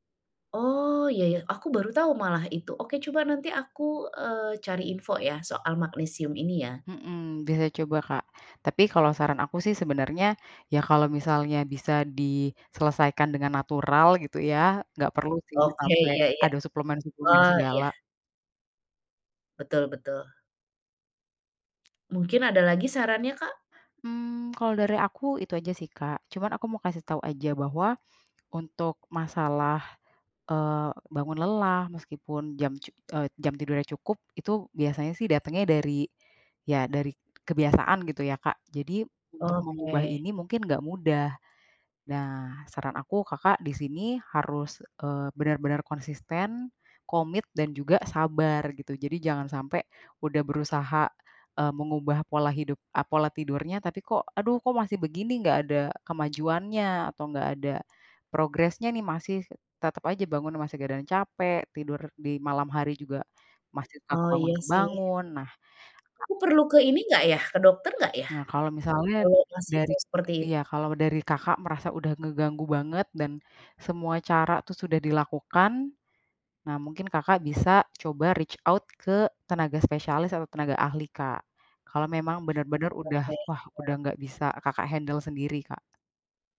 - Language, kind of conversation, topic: Indonesian, advice, Mengapa saya bangun merasa lelah meski sudah tidur cukup lama?
- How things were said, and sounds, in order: other background noise; in English: "reach out"; in English: "handle"